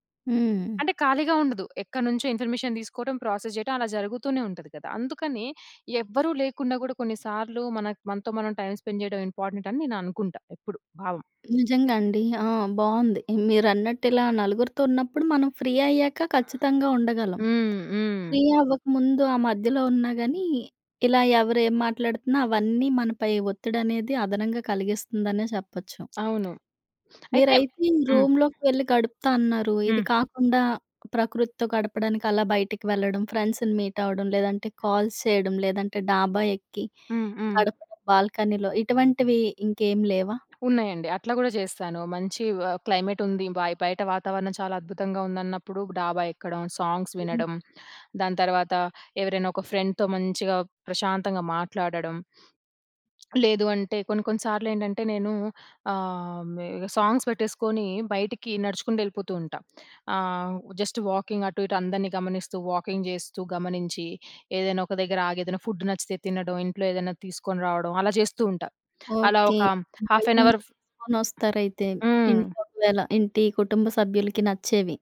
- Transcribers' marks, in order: in English: "ఇన్ఫర్మేషన్"; in English: "ప్రాసెస్"; in English: "టైమ్ స్పెండ్"; in English: "ఇంపార్టెంట్"; in English: "ఫ్రీ"; tapping; in English: "ఫ్రీ"; in English: "ఫ్రెండ్స్‌ని మీట్"; in English: "కాల్స్"; in English: "క్లైమేట్"; in English: "సాంగ్స్"; in English: "ఫ్రెండ్‌తో"; sniff; in English: "సాంగ్స్"; in English: "జస్ట్ వాకింగ్"; in English: "వాకింగ్"; in English: "హాఫ్ ఎన్ అవర్"
- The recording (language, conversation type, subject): Telugu, podcast, పని తర్వాత మీరు ఎలా విశ్రాంతి పొందుతారు?